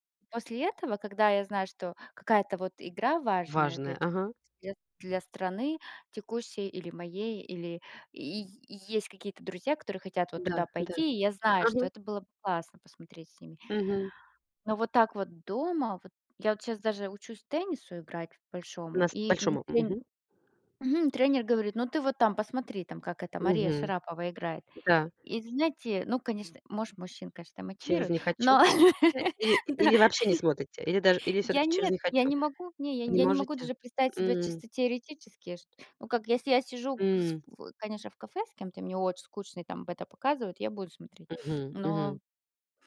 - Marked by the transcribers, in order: unintelligible speech; tapping; laugh; chuckle
- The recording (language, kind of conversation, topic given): Russian, unstructured, Какой спорт тебе нравится и почему?